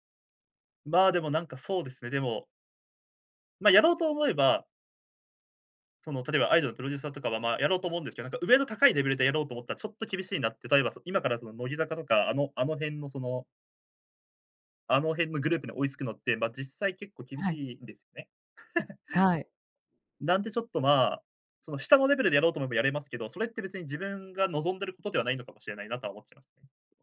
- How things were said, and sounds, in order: laugh
- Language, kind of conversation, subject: Japanese, podcast, 好きなことを仕事にすべきだと思いますか？